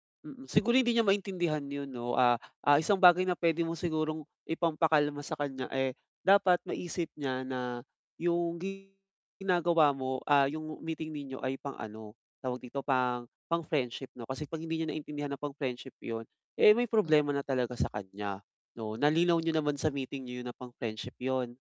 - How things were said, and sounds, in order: tapping; distorted speech
- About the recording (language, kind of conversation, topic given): Filipino, advice, Paano ko mas mauunawaan at matutukoy ang tamang tawag sa mga damdaming nararamdaman ko?